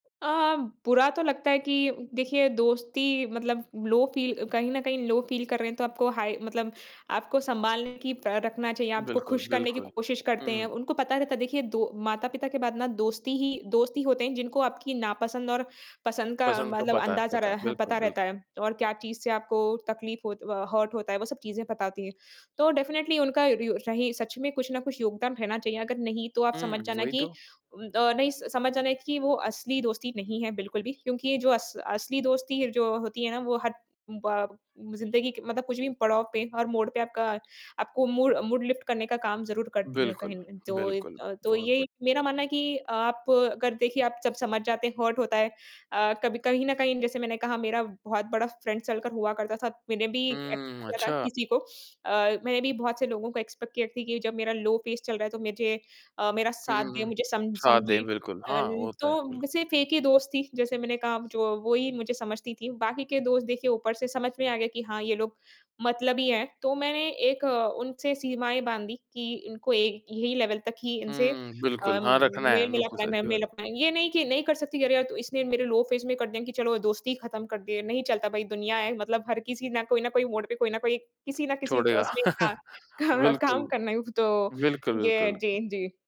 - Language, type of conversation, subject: Hindi, podcast, कैसे पहचानें कि कोई दोस्त सच्चा है?
- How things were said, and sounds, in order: in English: "लो फ़ील"; in English: "लो फ़ील"; in English: "हाई"; in English: "हर्ट"; in English: "डेफिनिटली"; other background noise; in English: "मूड मूड लिफ्ट"; in English: "हर्ट"; in English: "फ्रेंड सर्कल"; unintelligible speech; in English: "एक्सपेक्ट"; in English: "लो फेज़"; in English: "लेवल"; in English: "लो फेज़"; chuckle; laughing while speaking: "का काम करना तो ये"